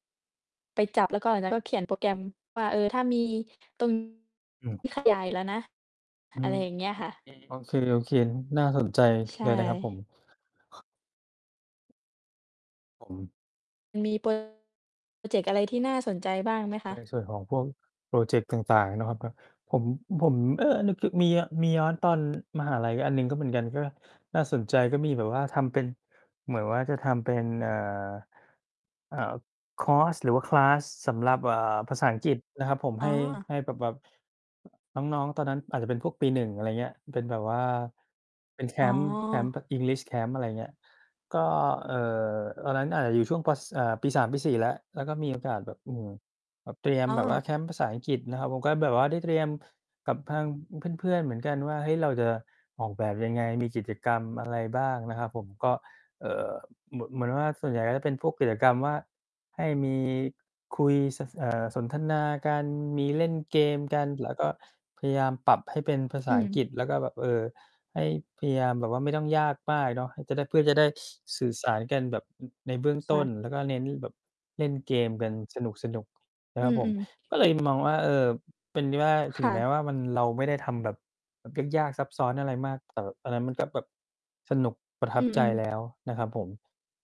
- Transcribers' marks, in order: distorted speech; other noise; mechanical hum; other background noise; in English: "คลาส"; in English: "English Camp"; tapping; sniff
- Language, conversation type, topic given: Thai, unstructured, คุณเคยรู้สึกมีความสุขจากการทำโครงงานในห้องเรียนไหม?